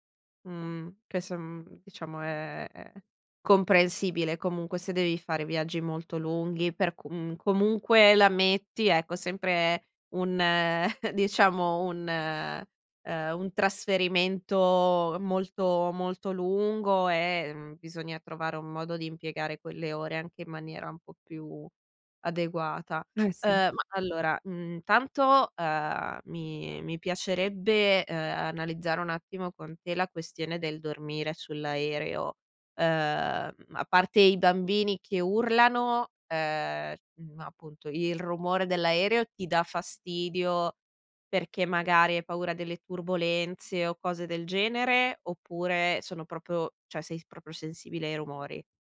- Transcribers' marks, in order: chuckle; "proprio" said as "propio"; "cioè" said as "ceh"
- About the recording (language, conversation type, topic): Italian, advice, Come posso gestire lo stress e l’ansia quando viaggio o sono in vacanza?